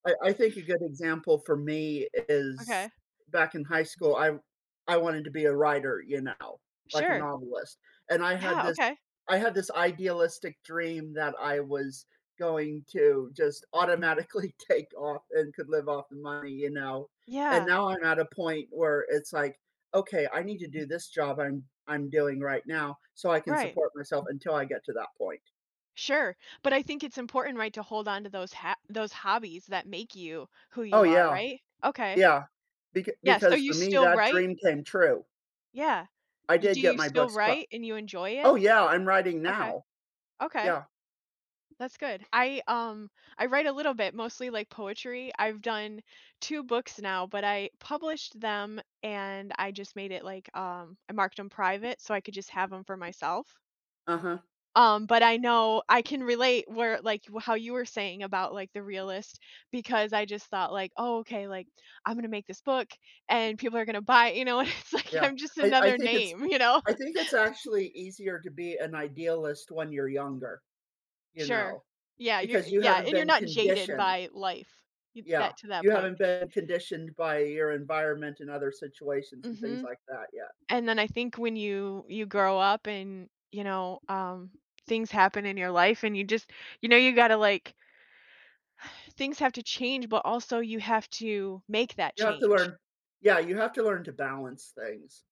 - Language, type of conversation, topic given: English, unstructured, How do realism and idealism shape the way we approach challenges in life?
- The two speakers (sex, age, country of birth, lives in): female, 40-44, United States, United States; male, 30-34, United States, United States
- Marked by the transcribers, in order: tapping; laughing while speaking: "automatically"; other background noise; laughing while speaking: "you know, and it's like I'm just another name, you know"; exhale